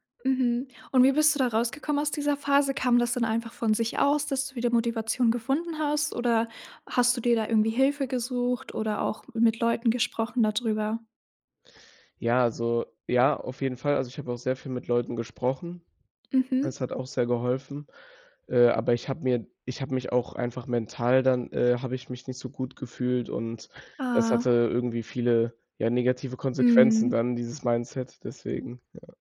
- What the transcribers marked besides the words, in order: in English: "Mindset"
- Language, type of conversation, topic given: German, podcast, Was tust du, wenn dir die Motivation fehlt?